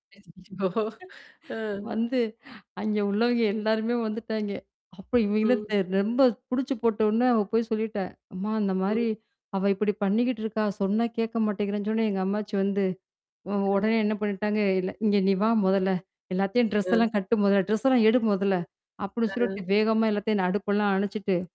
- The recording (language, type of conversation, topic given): Tamil, podcast, சிறுவயதில் வெளியில் விளையாடிய அனுபவம் என்ன கற்றுக்கொடுத்தது?
- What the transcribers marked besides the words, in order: mechanical hum; other background noise; laugh; other noise; static; in English: "ட்ரெஸ்"; distorted speech; tapping